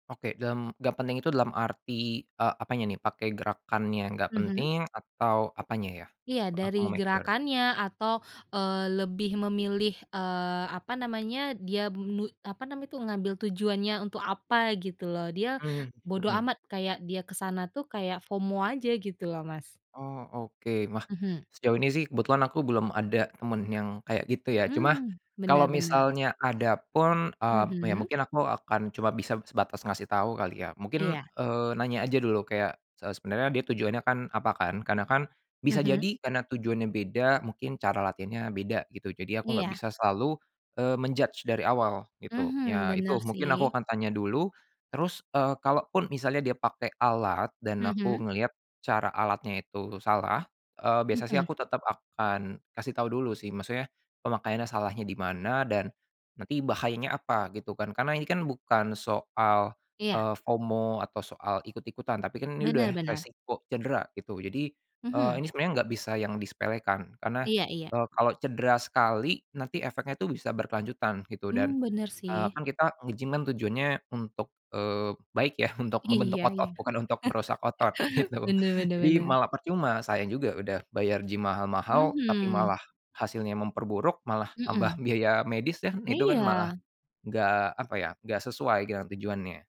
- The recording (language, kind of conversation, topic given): Indonesian, podcast, Jika harus memberi saran kepada pemula, sebaiknya mulai dari mana?
- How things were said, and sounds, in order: tapping; in English: "make sure"; in English: "FOMO"; in English: "men-judge"; other background noise; in English: "FOMO"; chuckle; laughing while speaking: "gitu"